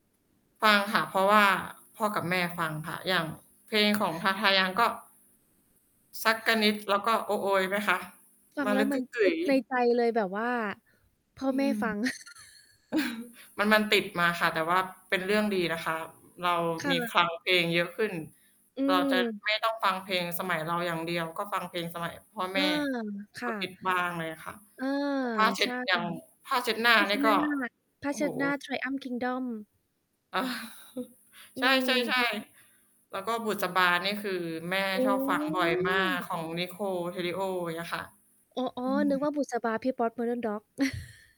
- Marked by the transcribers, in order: static; distorted speech; chuckle; other noise; other background noise; chuckle; drawn out: "โอ้"; chuckle
- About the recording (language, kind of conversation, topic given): Thai, unstructured, เพลงที่คุณฟังบ่อยๆ ช่วยเปลี่ยนอารมณ์และความรู้สึกของคุณอย่างไรบ้าง?